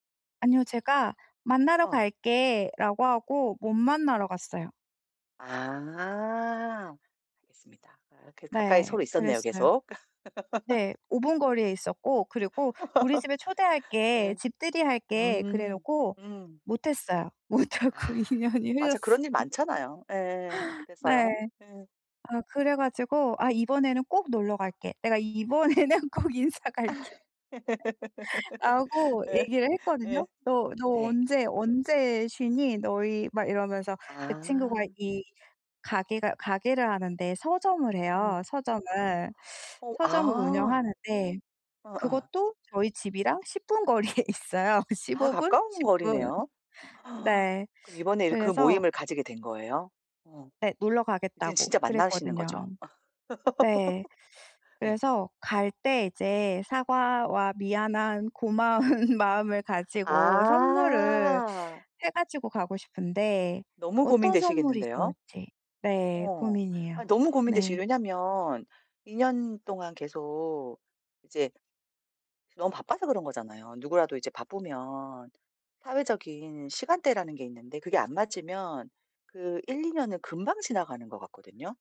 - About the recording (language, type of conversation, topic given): Korean, advice, 친구에게 줄 개성 있는 선물은 어떻게 고르면 좋을까요?
- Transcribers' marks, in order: laugh; laugh; laughing while speaking: "못 하고 이 년이 흘렀어요"; other background noise; laughing while speaking: "이번에는 꼭 인사 갈게"; laugh; laughing while speaking: "거리에 있어요"; gasp; laugh; laughing while speaking: "고마운"